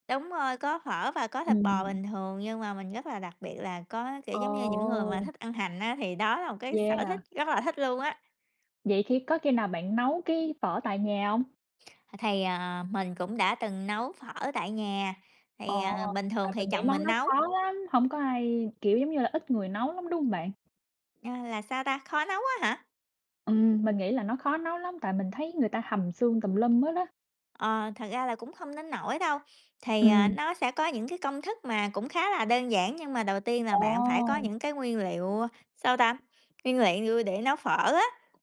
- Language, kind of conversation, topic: Vietnamese, unstructured, Bạn đã học nấu phở như thế nào?
- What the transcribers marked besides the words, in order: other background noise; tapping